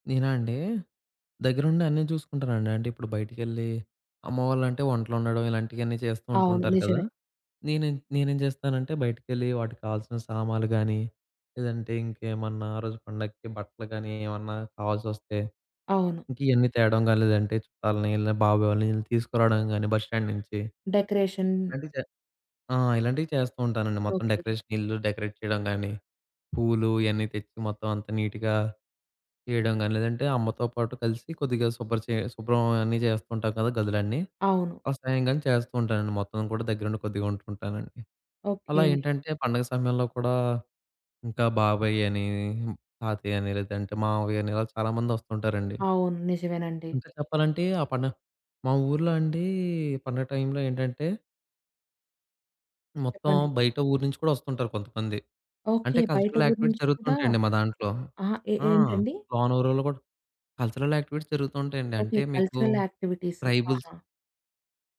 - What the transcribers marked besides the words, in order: in English: "బస్ స్టాండ్"; in English: "డెకరేషన్"; other background noise; in English: "డెకరేషన్"; in English: "డెకరేట్"; in English: "నీట్‌గా"; in English: "కల్చరల్ యాక్టివిటీస్"; in English: "కల్చరల్ యాక్టివిటీస్"; in English: "కల్చరల్ యాక్టివిటీస్"; in English: "ట్రైబల్స్"
- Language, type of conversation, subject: Telugu, podcast, పండుగల్లో కొత్తవాళ్లతో సహజంగా పరిచయం ఎలా పెంచుకుంటారు?